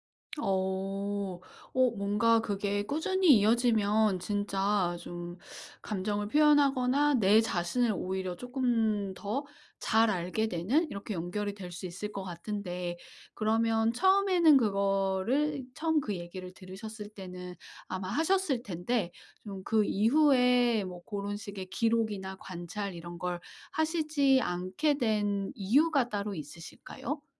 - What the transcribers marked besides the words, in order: none
- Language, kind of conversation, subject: Korean, advice, 일상에서 영감을 쉽게 모으려면 어떤 습관을 들여야 할까요?